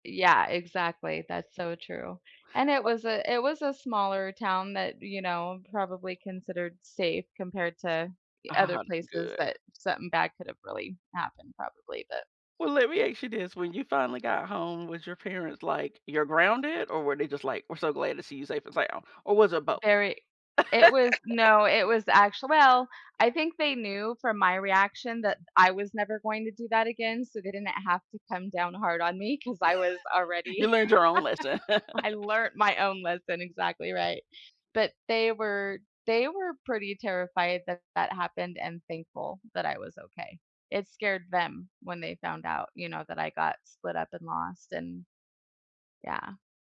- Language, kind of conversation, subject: English, unstructured, Can you share a time when you got delightfully lost, discovered something unforgettable, and explain why it still matters to you?
- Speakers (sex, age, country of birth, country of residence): female, 45-49, United States, United States; female, 45-49, United States, United States
- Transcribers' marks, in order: chuckle; tapping; laugh; other background noise; laugh; laugh